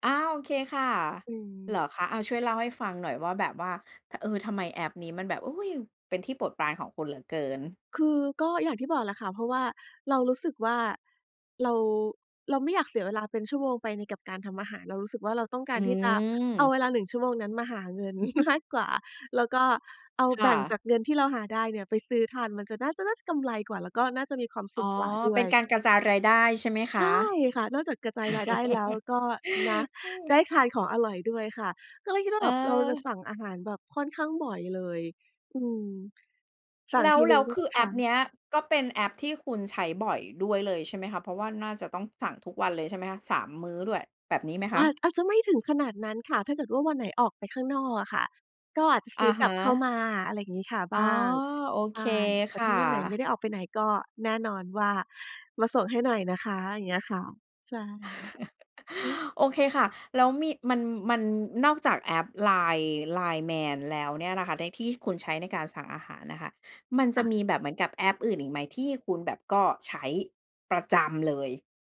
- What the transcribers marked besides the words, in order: laughing while speaking: "มาก"; laugh; chuckle
- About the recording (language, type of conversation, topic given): Thai, podcast, คุณช่วยเล่าให้ฟังหน่อยได้ไหมว่าแอปไหนที่ช่วยให้ชีวิตคุณง่ายขึ้น?